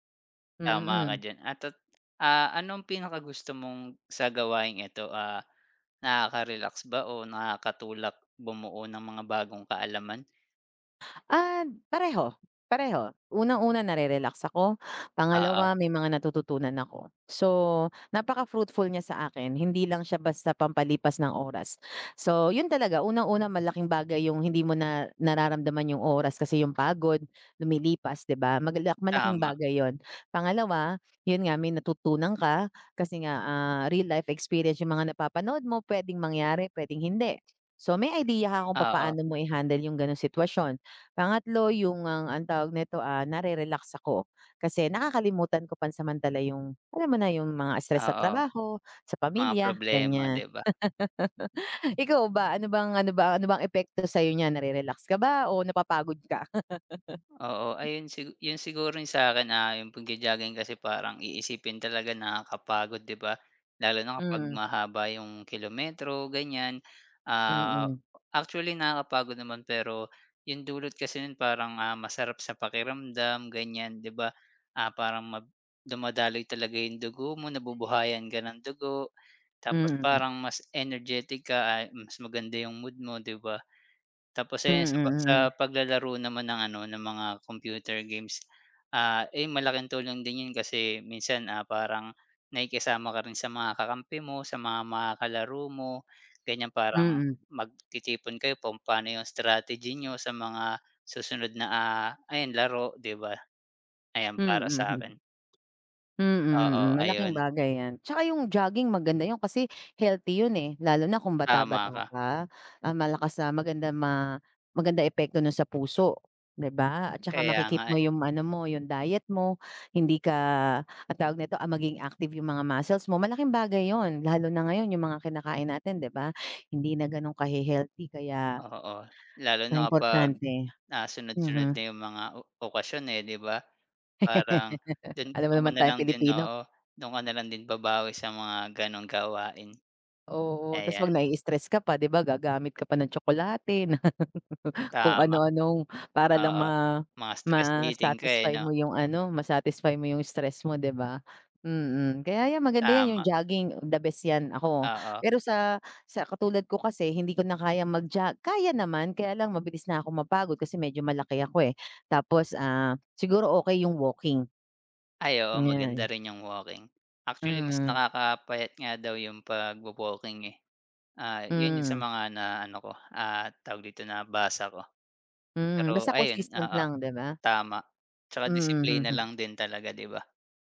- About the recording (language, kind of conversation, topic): Filipino, unstructured, Ano ang paborito mong libangan?
- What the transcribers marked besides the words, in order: tapping; other background noise; laugh; laugh; laugh; laugh; unintelligible speech; laughing while speaking: "Mhm"